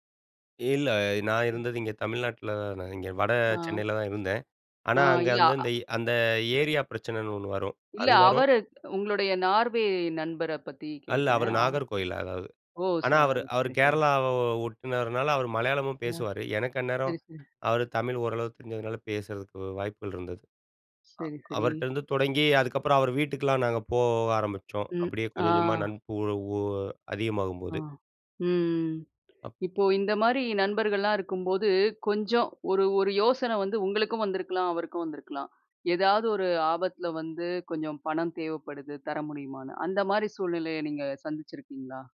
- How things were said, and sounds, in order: unintelligible speech
- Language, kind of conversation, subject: Tamil, podcast, வெறும் தொடர்புகளிலிருந்து நெருக்கமான நட்புக்கு எப்படி செல்லலாம்?